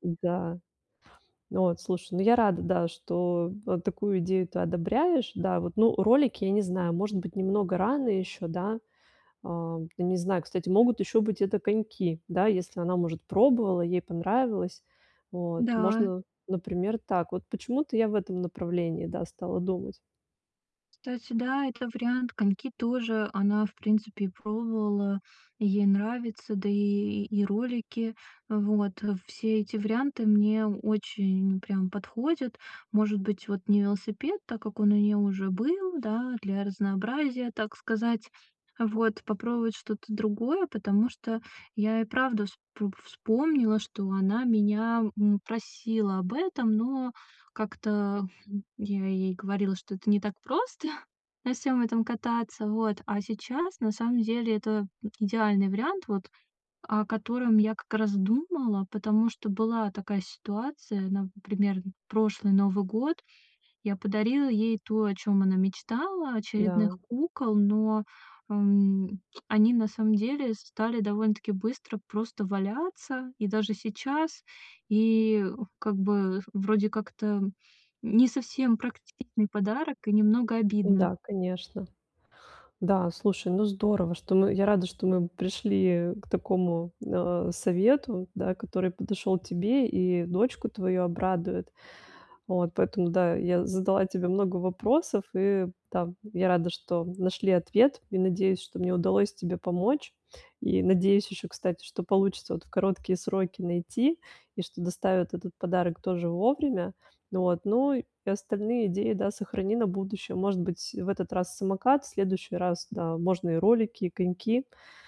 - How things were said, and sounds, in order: tapping; other background noise
- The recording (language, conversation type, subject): Russian, advice, Как выбрать хороший подарок, если я не знаю, что купить?